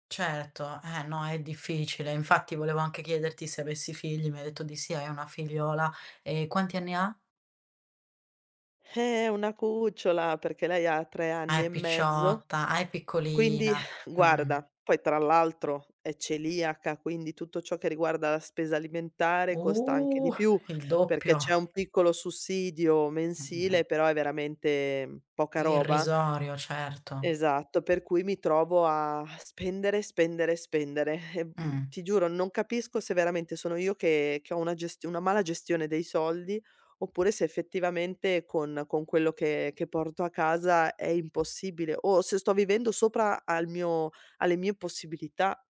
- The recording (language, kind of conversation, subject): Italian, advice, Che cosa significa vivere di stipendio in stipendio senza risparmi?
- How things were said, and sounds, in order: exhale; tapping; chuckle; other background noise; other noise